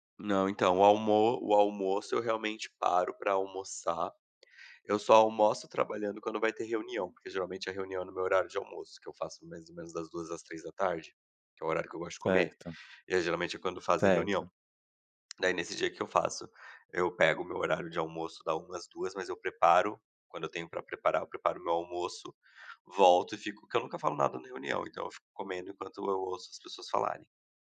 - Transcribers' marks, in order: none
- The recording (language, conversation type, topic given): Portuguese, podcast, Como você estabelece limites entre trabalho e vida pessoal em casa?